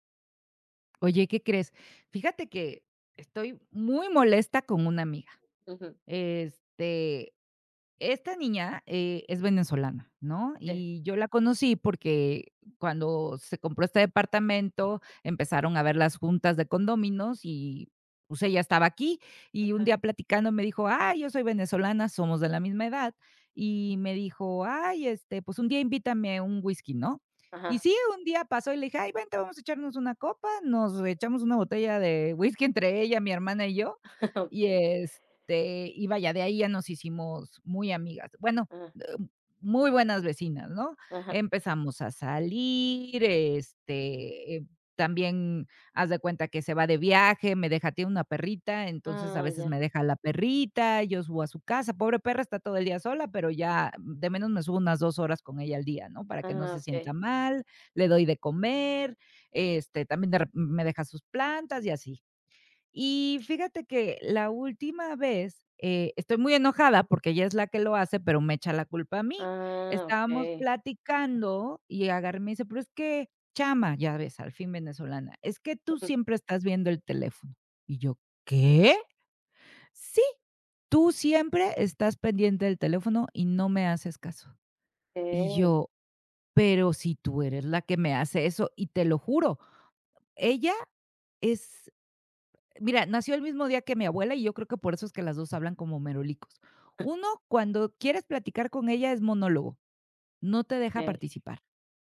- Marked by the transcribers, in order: chuckle; other noise; tapping; unintelligible speech
- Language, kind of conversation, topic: Spanish, advice, ¿Cómo puedo hablar con un amigo que me ignora?